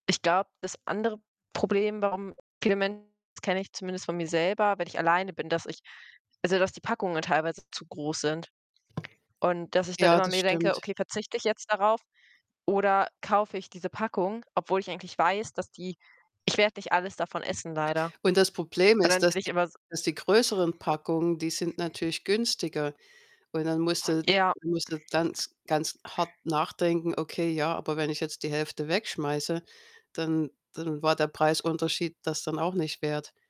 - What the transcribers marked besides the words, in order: distorted speech; other background noise; background speech; tapping
- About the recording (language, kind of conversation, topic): German, unstructured, Wie stehst du zur Lebensmittelverschwendung?